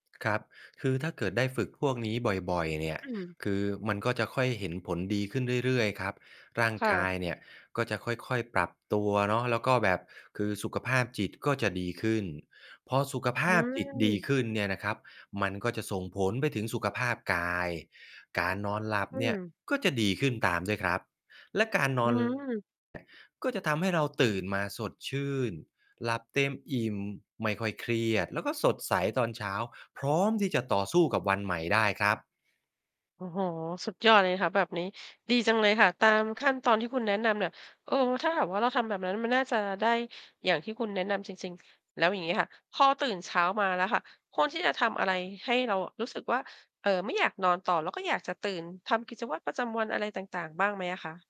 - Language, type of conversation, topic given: Thai, podcast, ตื่นยากตอนเช้า คุณรับมือยังไงดี?
- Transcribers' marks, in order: distorted speech